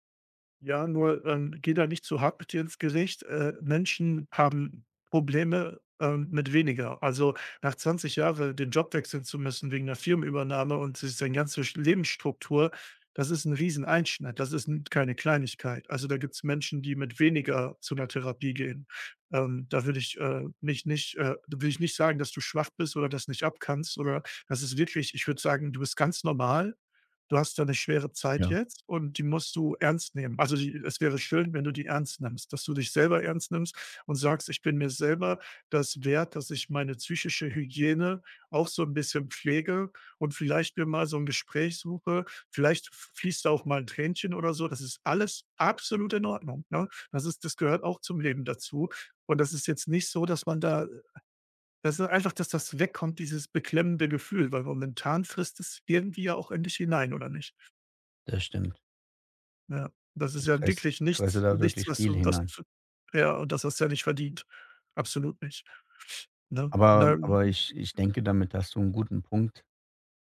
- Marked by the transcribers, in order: stressed: "absolut"; unintelligible speech
- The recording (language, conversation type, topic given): German, advice, Wie kann ich mit Unsicherheit nach Veränderungen bei der Arbeit umgehen?